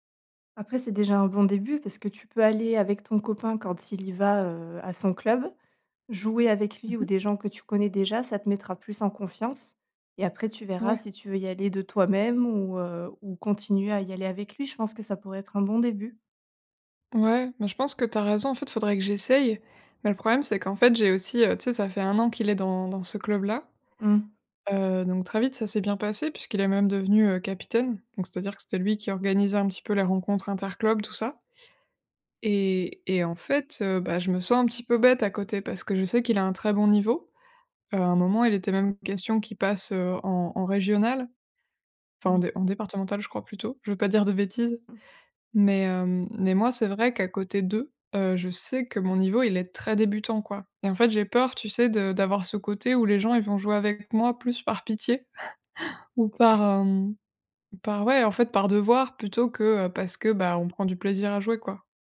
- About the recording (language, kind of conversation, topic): French, advice, Comment surmonter ma peur d’échouer pour essayer un nouveau loisir ou un nouveau sport ?
- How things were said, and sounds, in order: other background noise; chuckle